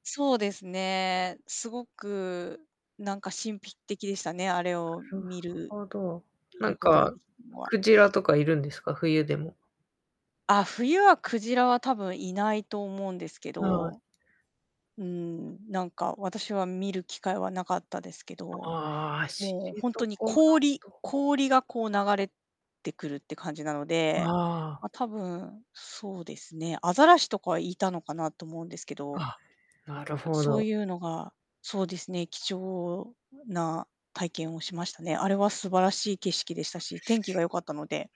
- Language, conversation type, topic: Japanese, unstructured, 最近、自然の美しさを感じた経験を教えてください？
- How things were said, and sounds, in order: distorted speech; other background noise